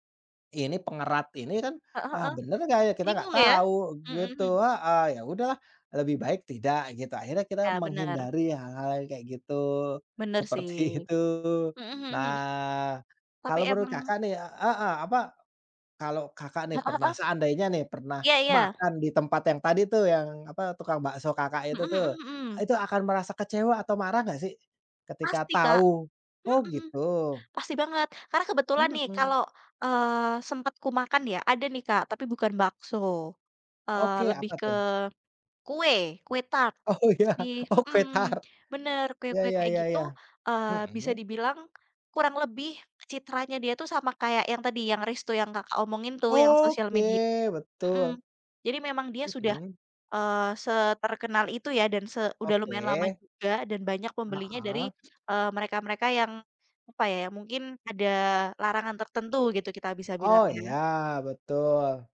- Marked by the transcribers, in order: tapping; laughing while speaking: "seperti itu"; other background noise; laughing while speaking: "Oh, ya. Oh, kue tart"
- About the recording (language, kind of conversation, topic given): Indonesian, unstructured, Apa yang membuat Anda marah ketika restoran tidak jujur tentang bahan makanan yang digunakan?